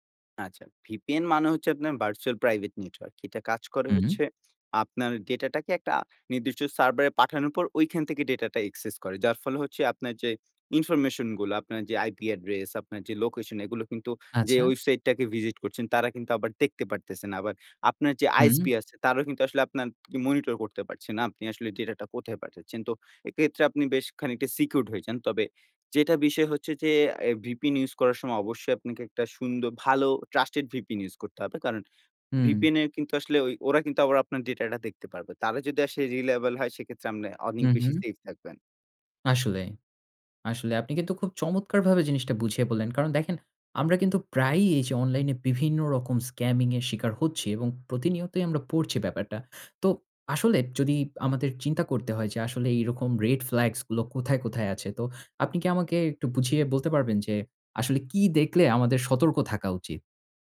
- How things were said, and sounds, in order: in English: "Virtual Private Network"; other background noise; in English: "server"; in English: "access"; in English: "visit"; tapping; in English: "secured"; in English: "trusted"; in English: "reliable"; "আপনে" said as "আমনে"; in English: "scamming"; in English: "red flags"
- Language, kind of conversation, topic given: Bengali, podcast, আপনি অনলাইনে লেনদেন কীভাবে নিরাপদ রাখেন?